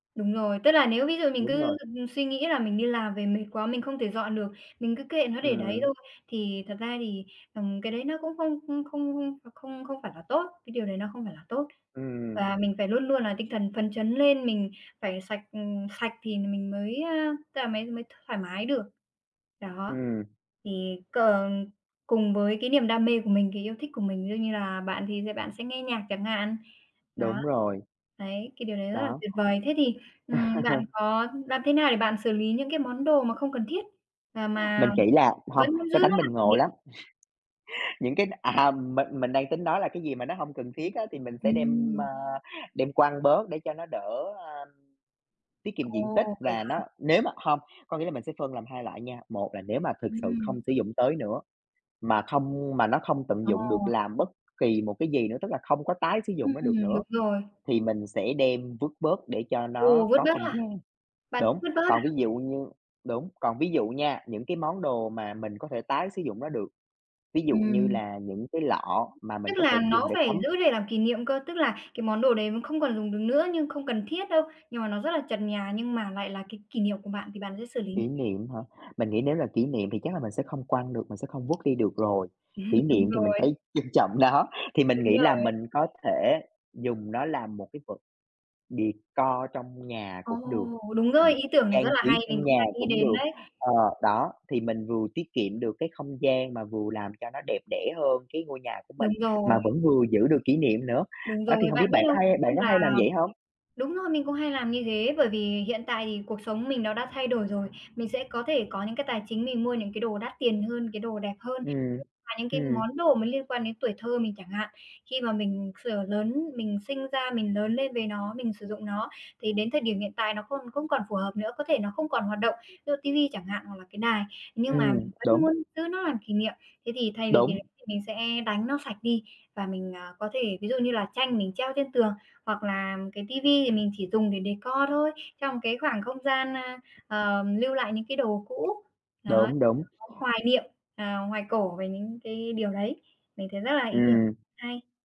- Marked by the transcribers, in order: other background noise; tapping; laugh; chuckle; chuckle; laughing while speaking: "trọng nó"; in English: "decor"; in English: "decor"; unintelligible speech
- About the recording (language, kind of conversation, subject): Vietnamese, unstructured, Bạn thường làm gì để giữ cho không gian sống của mình luôn gọn gàng và ngăn nắp?